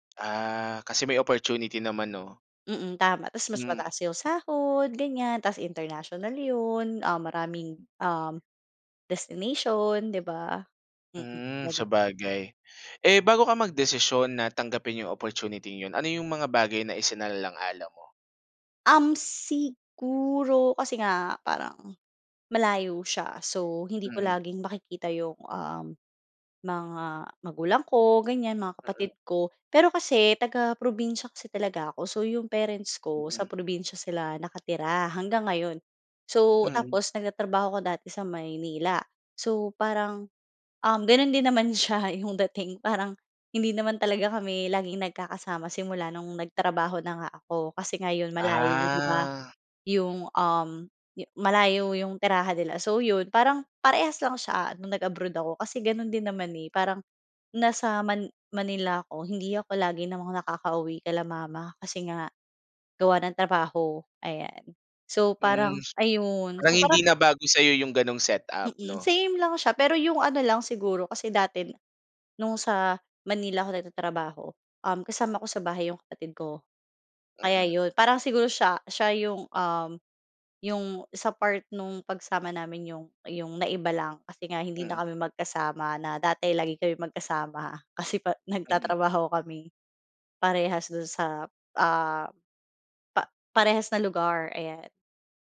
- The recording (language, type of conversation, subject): Filipino, podcast, Ano ang mga tinitimbang mo kapag pinag-iisipan mong manirahan sa ibang bansa?
- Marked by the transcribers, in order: tapping; other background noise; laughing while speaking: "siya 'yong dating"; drawn out: "Ah"